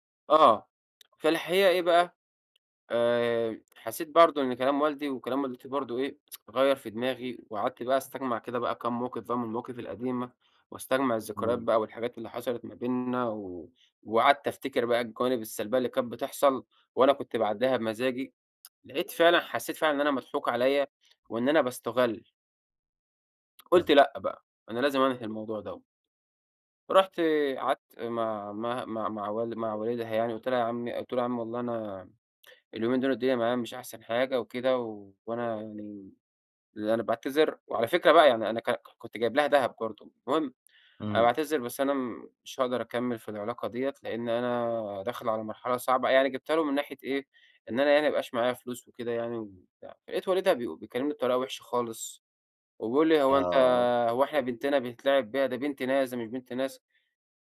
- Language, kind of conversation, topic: Arabic, podcast, إزاي تقدر تبتدي صفحة جديدة بعد تجربة اجتماعية وجعتك؟
- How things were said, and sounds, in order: tapping; tsk; other background noise; tsk; tsk